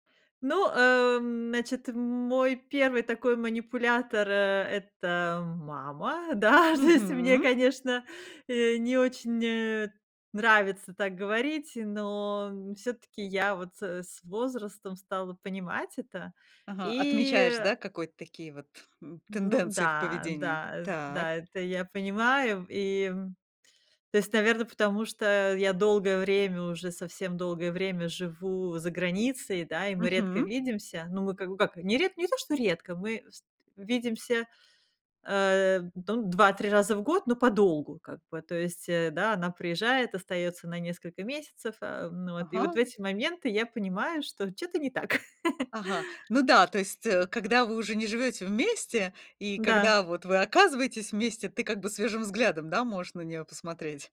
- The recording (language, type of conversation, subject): Russian, podcast, Как реагировать на манипуляции родственников?
- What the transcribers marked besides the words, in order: laughing while speaking: "Да, то есть"; tapping; chuckle